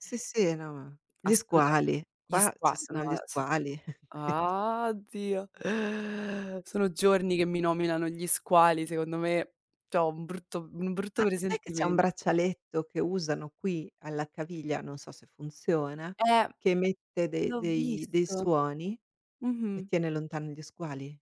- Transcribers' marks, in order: chuckle; laughing while speaking: "quindi"; inhale
- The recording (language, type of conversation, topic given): Italian, unstructured, Qual è un momento in cui ti sei sentito davvero felice?